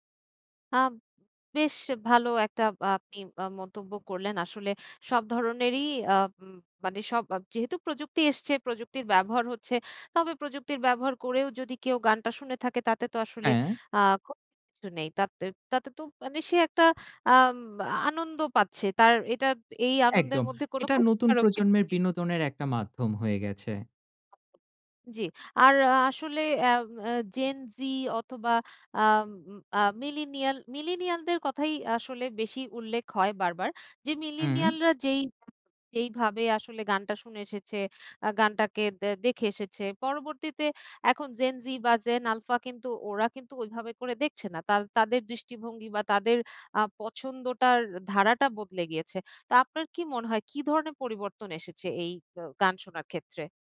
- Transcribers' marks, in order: tapping; other noise
- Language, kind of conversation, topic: Bengali, podcast, কোন শিল্পী বা ব্যান্ড তোমাকে সবচেয়ে অনুপ্রাণিত করেছে?